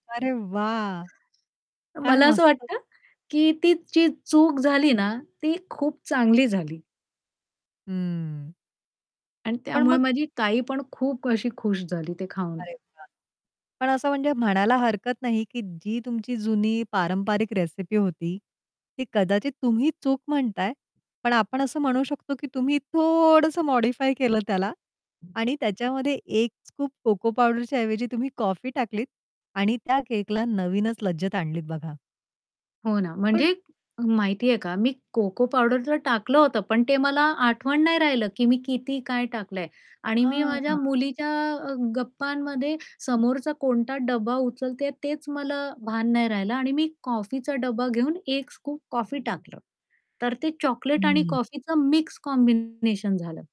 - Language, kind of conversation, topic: Marathi, podcast, कधी तुमच्या एखाद्या चुकीमुळे चांगलं काही घडलं आहे का?
- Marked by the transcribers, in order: static; other background noise; tapping; distorted speech; other noise; in English: "स्कूप"; in English: "स्कूप"; in English: "कॉम्बिनेशन"